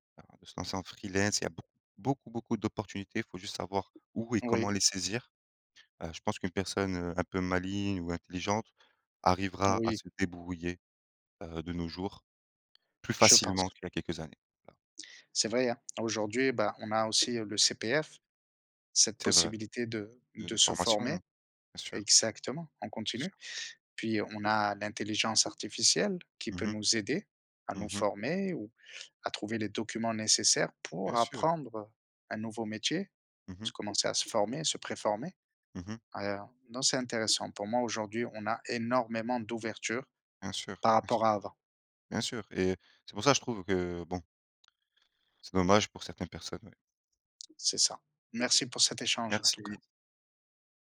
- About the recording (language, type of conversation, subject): French, unstructured, Qu’est-ce qui te rend triste dans ta vie professionnelle ?
- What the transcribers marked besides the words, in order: tapping